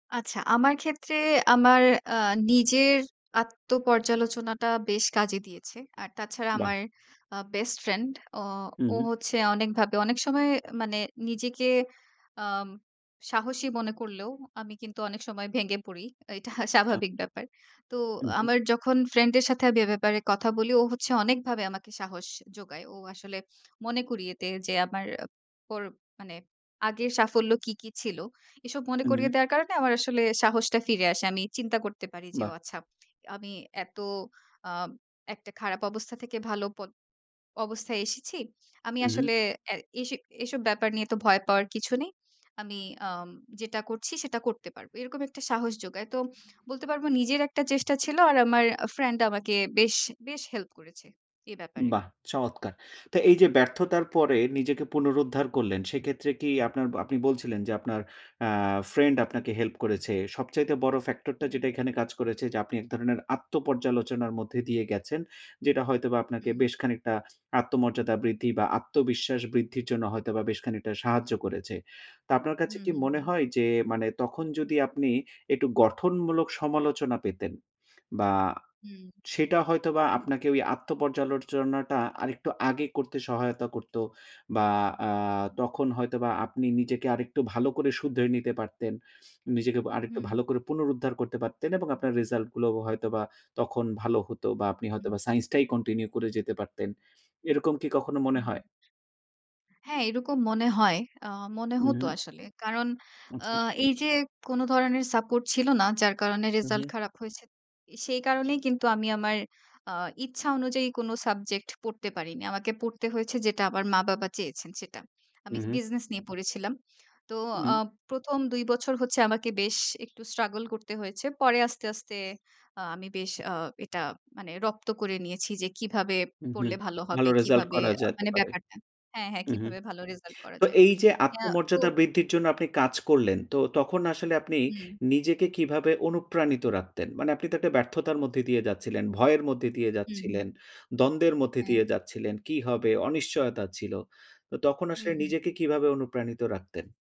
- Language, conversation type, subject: Bengali, podcast, প্রত্যাখ্যানের ভয়ের সঙ্গে তুমি কীভাবে মোকাবিলা করো?
- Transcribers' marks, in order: tapping; chuckle; other background noise; blowing